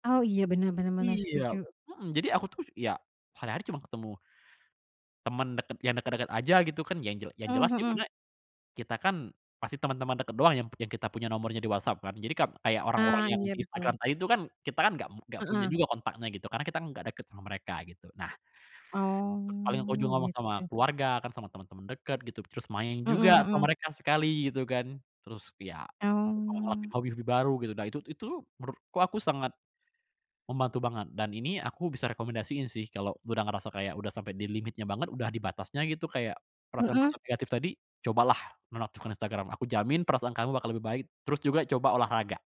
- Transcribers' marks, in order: drawn out: "Oh"
- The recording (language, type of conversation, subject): Indonesian, podcast, Bagaimana teknologi dan media sosial memengaruhi rasa takut gagal kita?